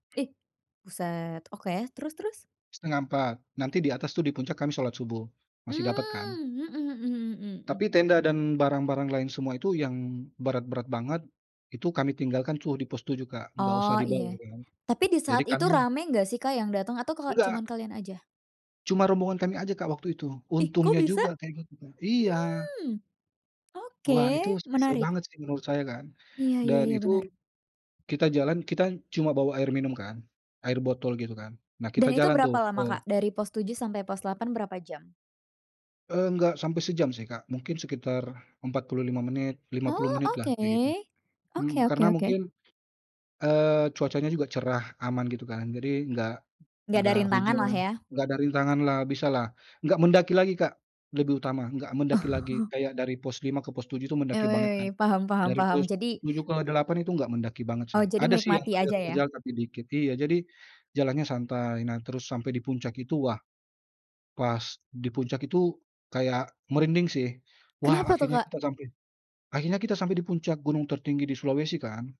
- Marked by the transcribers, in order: tapping; other background noise; chuckle
- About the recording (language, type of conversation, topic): Indonesian, podcast, Pengalaman melihat matahari terbit atau terbenam mana yang paling berkesan bagi kamu, dan apa alasannya?